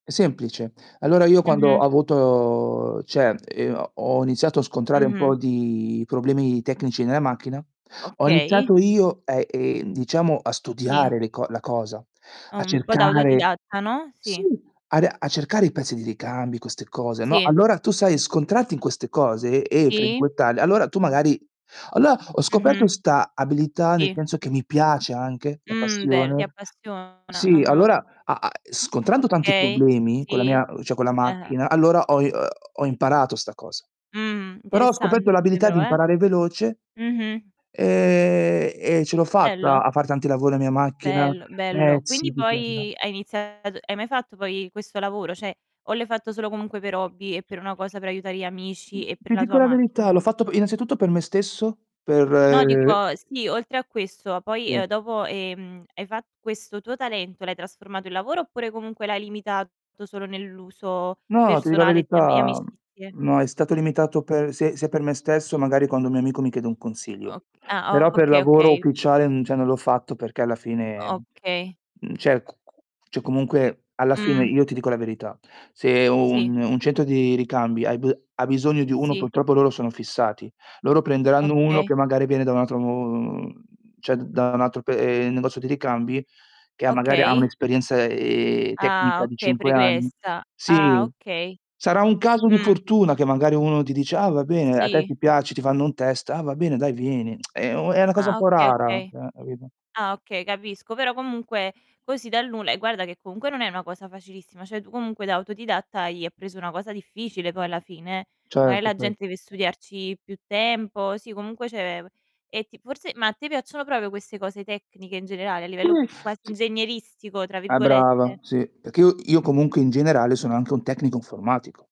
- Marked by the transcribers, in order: "cioè" said as "ceh"; distorted speech; "frequentarle" said as "frenquentale"; "allora" said as "alloa"; "cioè" said as "ceh"; drawn out: "ehm"; "Cioè" said as "ceh"; tapping; other background noise; "cioè" said as "ceh"; "cioè" said as "ceh"; "cioè" said as "ceh"; "cioè" said as "ceh"; tsk; "Cioè" said as "ceh"; "cioè" said as "ceh"; "proprio" said as "propio"; other noise
- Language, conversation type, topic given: Italian, unstructured, Come hai iniziato a imparare una nuova abilità?